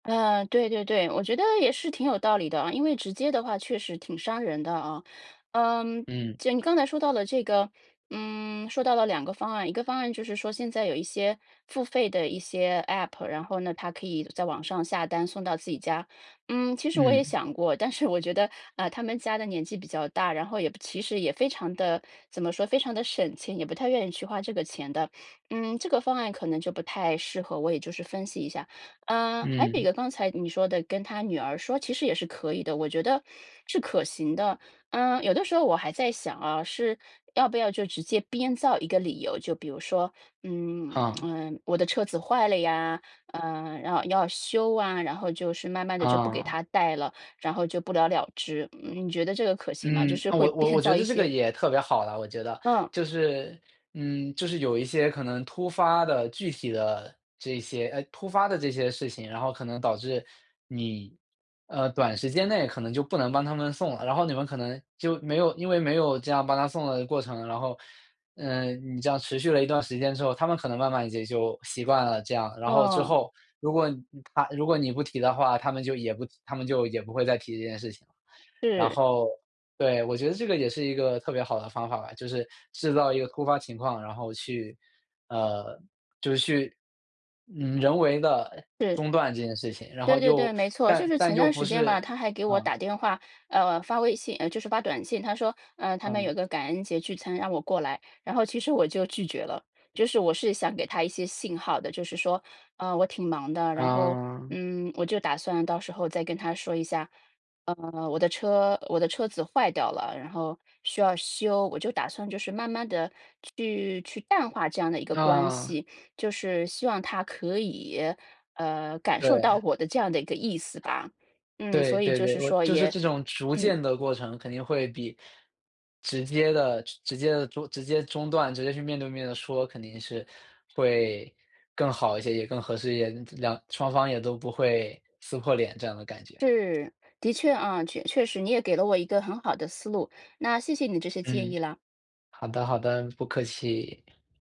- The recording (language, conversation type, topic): Chinese, advice, 我在什么时候会难以拒绝他人的请求，并因此感到不自信？
- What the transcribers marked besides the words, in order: other background noise; laughing while speaking: "但是"; lip smack; laughing while speaking: "编造"; teeth sucking; other noise